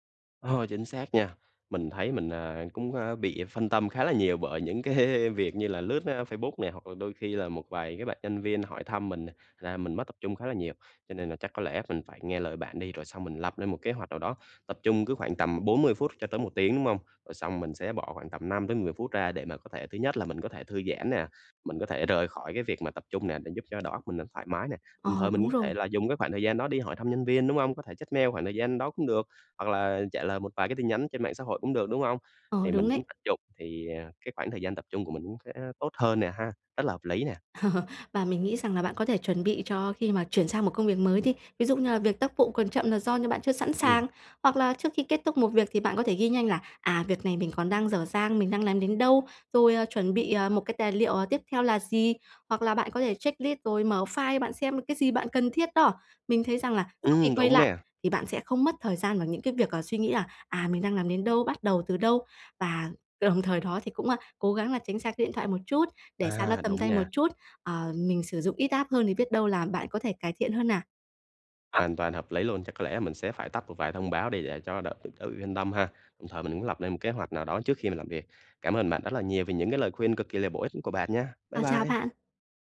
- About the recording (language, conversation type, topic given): Vietnamese, advice, Làm sao để giảm thời gian chuyển đổi giữa các công việc?
- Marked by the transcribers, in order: laughing while speaking: "cái"; tapping; chuckle; in English: "checklist"; in English: "app"; unintelligible speech